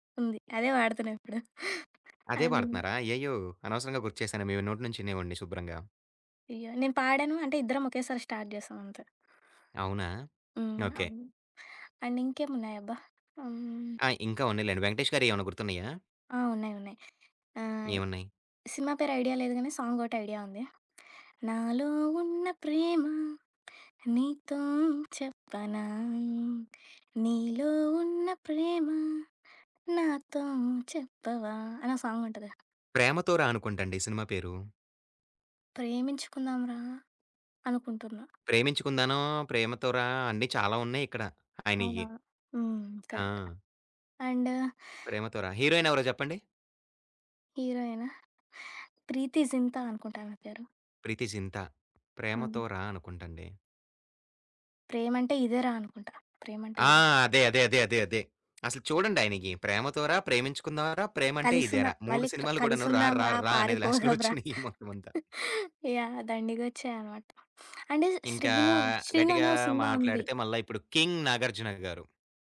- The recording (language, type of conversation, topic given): Telugu, podcast, పాత జ్ఞాపకాలు గుర్తుకొచ్చేలా మీరు ప్లేలిస్ట్‌కి ఏ పాటలను జోడిస్తారు?
- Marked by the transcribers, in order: other background noise; in English: "స్టార్ట్"; in English: "అండ్"; in English: "ఐడియా"; in English: "ఐడియా"; singing: "నాలో ఉన్న ప్రేమ నీతో చెప్పనా నీలో ఉన్న ప్రేమ నాతో చెప్పవా"; in English: "కరెక్ట్ అండ్"; in English: "హీరోయిన్"; in English: "లాస్ట్‌లో"; laughing while speaking: "వచ్చినాయి మొత్తం అంతా"; chuckle; tapping